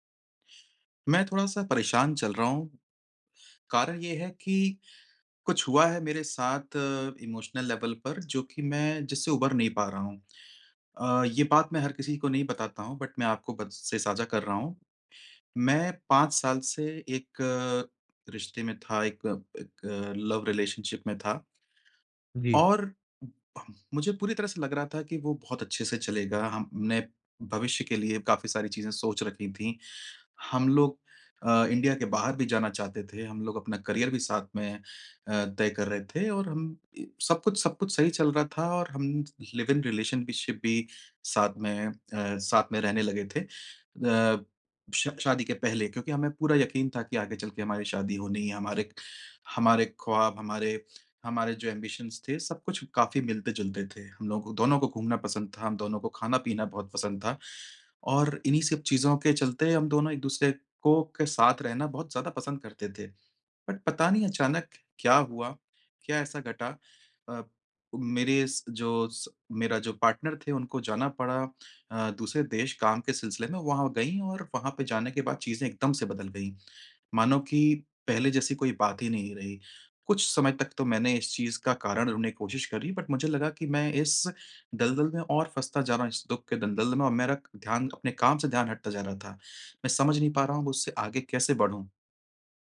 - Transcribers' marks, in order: in English: "इमोशनल लेवल"; in English: "बट"; in English: "लव रिलेशनशिप"; throat clearing; in English: "इंडिया"; in English: "करियर"; in English: "लिव-इन रिलेशन"; tapping; in English: "ऐम्बिशन्स"; in English: "बट"; in English: "पार्टनर"; in English: "बट"
- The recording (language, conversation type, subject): Hindi, advice, रिश्ता टूटने के बाद अस्थिर भावनाओं का सामना मैं कैसे करूँ?